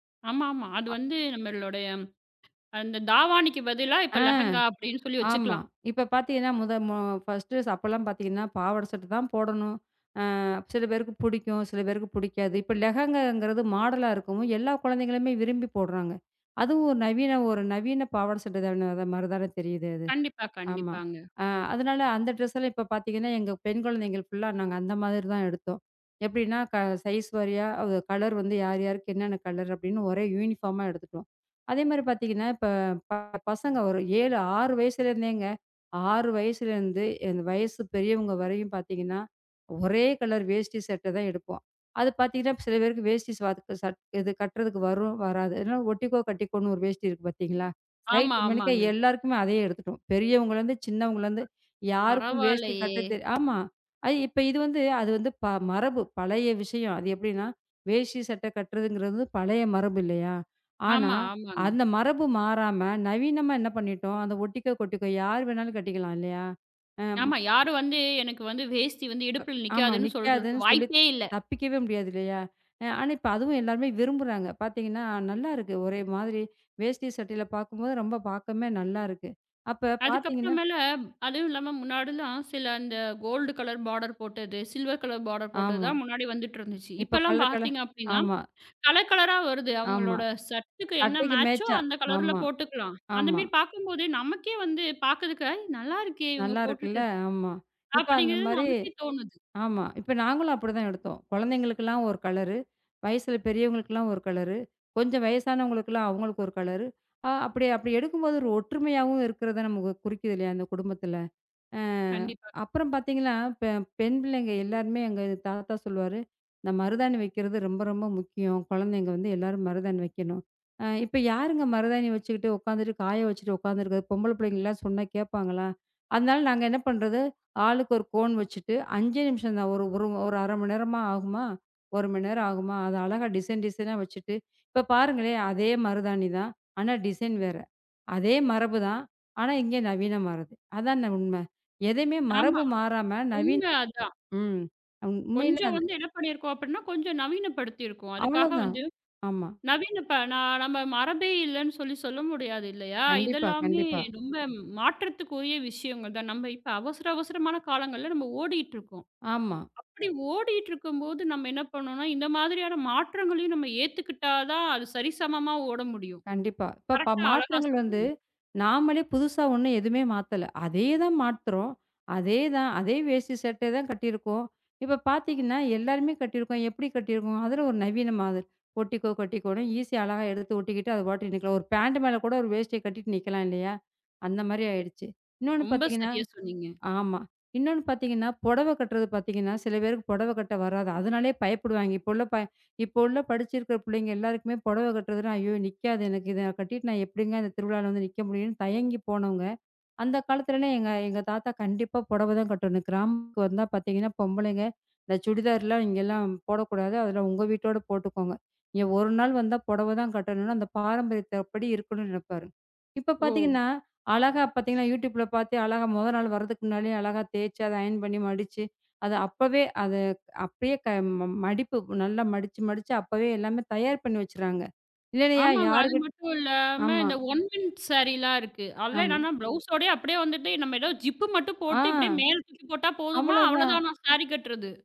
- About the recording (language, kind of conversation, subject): Tamil, podcast, மரபுகளையும் நவீனத்தையும் எப்படி சமநிலைப்படுத்துவீர்கள்?
- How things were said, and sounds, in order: other noise; "தாவணிக்கு" said as "தாவாணிக்கு"; in Hindi: "லெஹங்கா"; in English: "ஃபஸ்ட்டு"; other background noise; in Hindi: "லெஹங்கா"; in English: "மாடல்"; in English: "ட்ரெஸ்"; in English: "ஃபுல்லா"; in English: "சைஸ்"; in English: "யூனிபார்ம்"; in English: "சைஸ்"; in English: "கோல்ட் கலர் பார்டர்"; in English: "சில்வர் கலர் பார்டர்"; in English: "சர்ட்"; in English: "மேட்ச்"; in English: "மேட்ச்"; drawn out: "அ"; in English: "கோன்"; in English: "டிசைன் டிசைன்"; in English: "டிசைன்"; in another language: "கரெக்ட்"; in English: "ஈஸி"; in English: "அயன்"; in English: "ஒன் மினிட் ஸேரி"; in English: "ஜிப்"